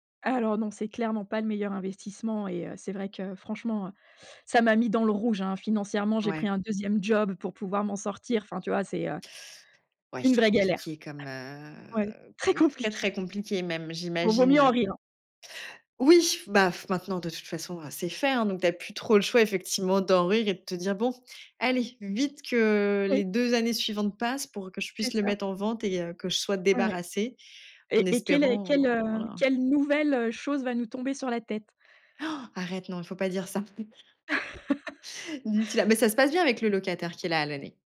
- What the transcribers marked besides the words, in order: other background noise; chuckle; laugh
- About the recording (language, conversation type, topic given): French, podcast, Parle-moi d’une fois où tu as regretté une décision ?